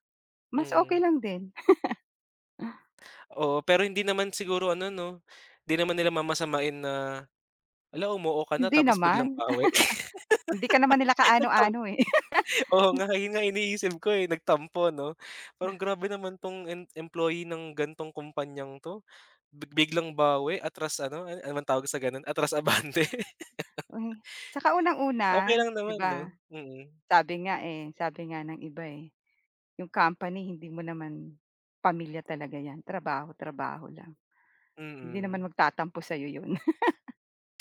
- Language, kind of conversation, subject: Filipino, advice, Bakit ka nag-aalala kung tatanggapin mo ang kontra-alok ng iyong employer?
- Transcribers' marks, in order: chuckle; laugh; laugh; tapping; laugh; laugh